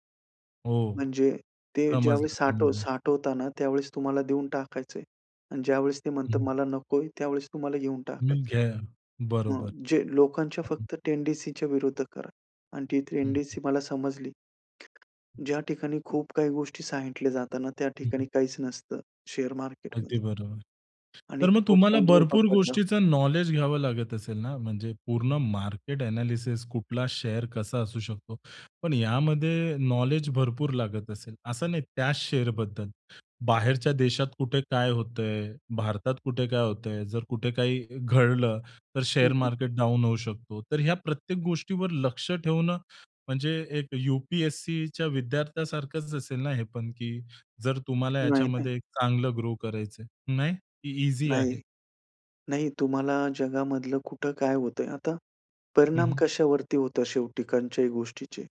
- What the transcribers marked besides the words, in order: tapping; unintelligible speech; in English: "टेंडन्सीच्या"; in English: "टेंडन्सी"; unintelligible speech; other background noise; in English: "शेअर"; in English: "शेअर"; in English: "शेअर"; in English: "शेअर"; "कोणत्याही" said as "कोणच्याही"
- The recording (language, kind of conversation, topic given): Marathi, podcast, अपयश आलं तर तुम्ही पुढे कसे जाता?